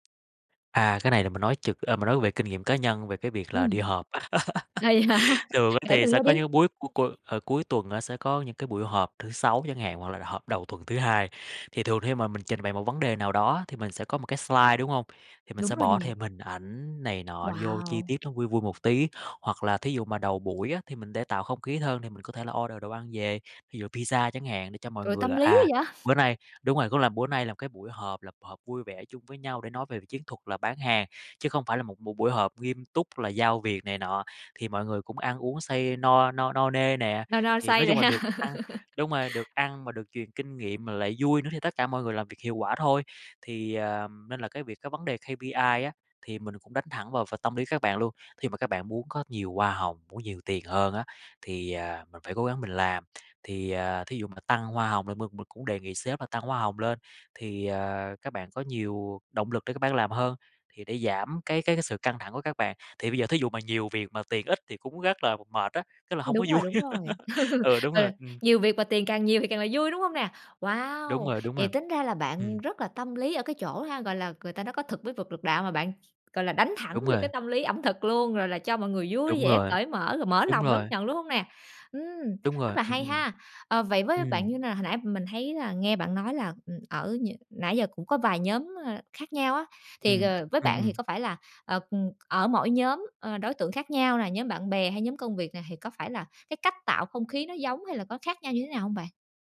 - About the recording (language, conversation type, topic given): Vietnamese, podcast, Bạn thường tạo không khí cho một câu chuyện bằng cách nào?
- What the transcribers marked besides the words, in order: laughing while speaking: "Ờ, vậy hả"; laugh; other background noise; in English: "slide"; chuckle; laugh; in English: "K-P-I"; tapping; laugh